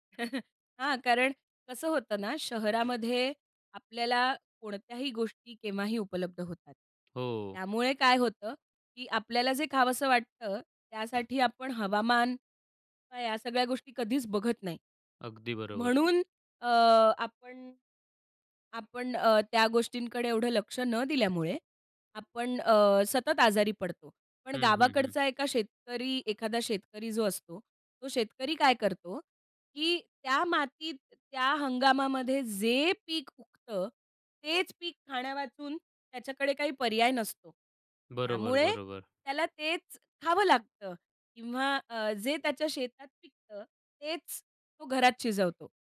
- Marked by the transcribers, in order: chuckle; other background noise
- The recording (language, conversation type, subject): Marathi, podcast, हंगामी पिकं खाल्ल्याने तुम्हाला कोणते फायदे मिळतात?